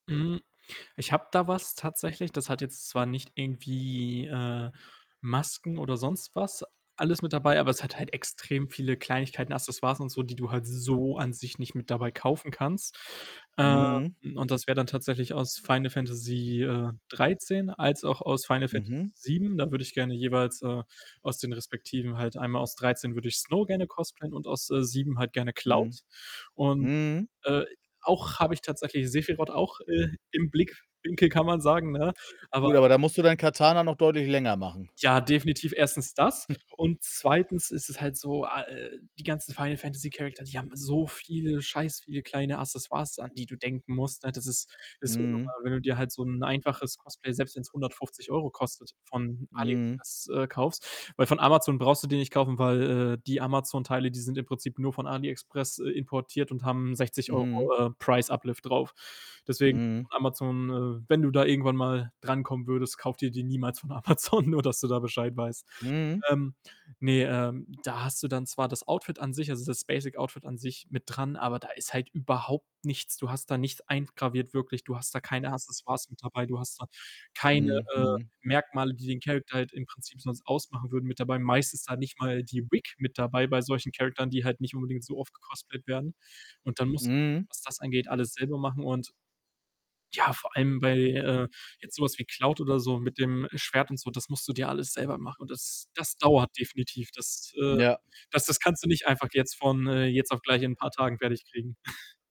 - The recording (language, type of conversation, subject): German, unstructured, Was bedeutet dir dein Hobby persönlich?
- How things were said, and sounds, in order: distorted speech; other background noise; stressed: "so"; chuckle; in English: "Character"; laughing while speaking: "Amazon"; in English: "Basic"; in English: "Character"; unintelligible speech; snort